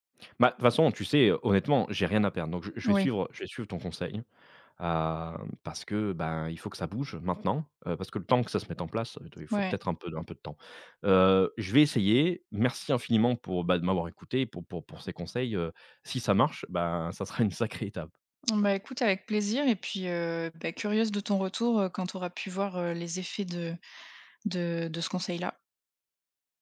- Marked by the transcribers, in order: none
- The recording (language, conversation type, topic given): French, advice, Comment puis-je me responsabiliser et rester engagé sur la durée ?